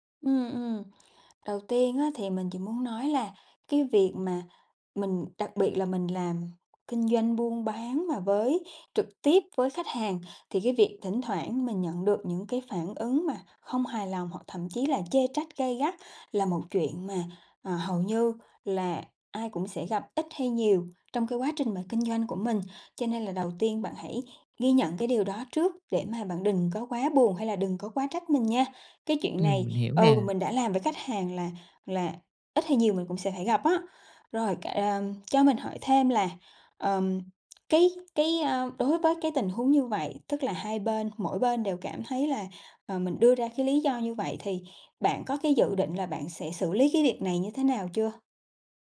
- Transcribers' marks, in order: tapping; "với" said as "pới"
- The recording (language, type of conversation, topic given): Vietnamese, advice, Bạn đã nhận phản hồi gay gắt từ khách hàng như thế nào?
- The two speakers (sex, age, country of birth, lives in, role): female, 30-34, Vietnam, Vietnam, advisor; male, 30-34, Vietnam, Vietnam, user